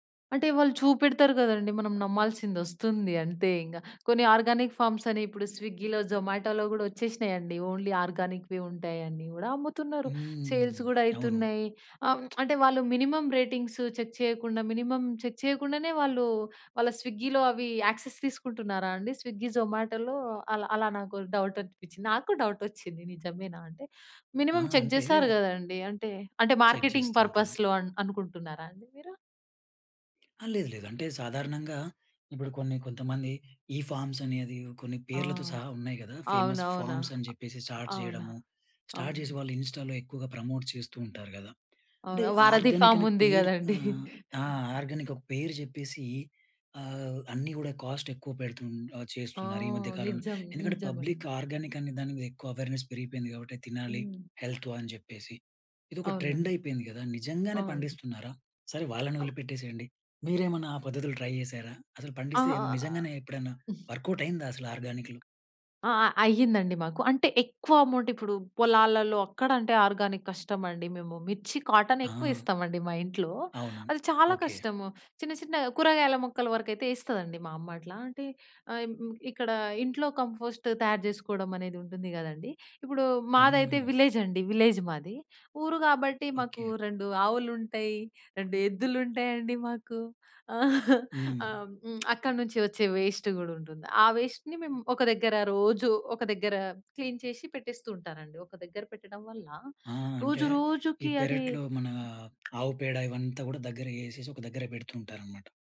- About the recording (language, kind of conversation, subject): Telugu, podcast, ఇంట్లో కంపోస్ట్ చేయడం ఎలా మొదలు పెట్టాలి?
- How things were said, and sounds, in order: in English: "ఆర్గానిక్ ఫామ్స్"; in English: "స్విగ్గీలో, జొమాటోలో"; in English: "ఓన్లీ ఆర్గానిక్‌వి"; in English: "సేల్స్"; lip smack; in English: "మినిమమ్ రేటింగ్స్ చెక్"; in English: "మినిమమ్ చెక్"; in English: "స్విగ్గీలో"; in English: "యాక్సెస్"; in English: "స్విగ్గీ, జొమాటోలో"; in English: "డౌట్"; in English: "డౌట్"; in English: "మినిమమ్ చెక్"; in English: "మార్కెటింగ్ పర్పస్‌లో"; laughing while speaking: "వారధి ఫార్మ్ ఉంది కదండీ!"; other background noise; other noise; tapping; in English: "అమౌంట్"; in English: "ఆర్గానిక్"; in English: "కంపోస్ట్"; in English: "విలేజ్"; in English: "విలేజ్"; laughing while speaking: "రెండు ఆవులు ఉంటాయి, రెండు ఎద్దులుంటాయండి, మాకు"; lip smack; in English: "వేస్ట్"; in English: "వేస్ట్‌ని"; in English: "క్లీన్"